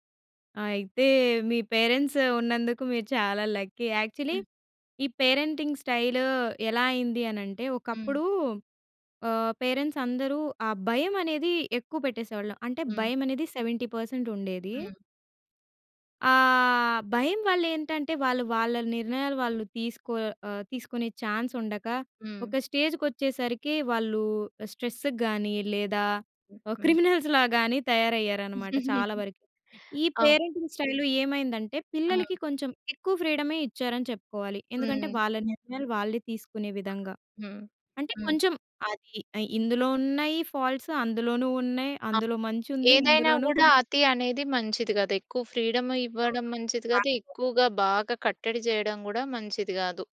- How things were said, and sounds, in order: in English: "పేరెంట్స్"; in English: "లక్కీ. యాక్చువల్లీ"; other noise; in English: "పేరెంటింగ్"; in English: "పేరెంట్స్"; in English: "సెవెంటీ పర్సెంట్"; in English: "ఛాన్స్"; in English: "స్టేజ్‌కి"; in English: "స్ట్రెస్"; in English: "క్రిమినల్‌స్"; chuckle; in English: "పేరెంటింగ్ స్టైల్"; in English: "ఫ్రీడమ్"; in English: "ఫాల్ట్‌స్"; in English: "ఫ్రీడమ్"; in English: "పాయిం‌టే"
- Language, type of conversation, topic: Telugu, podcast, చిన్న పిల్లల కోసం డిజిటల్ నియమాలను మీరు ఎలా అమలు చేస్తారు?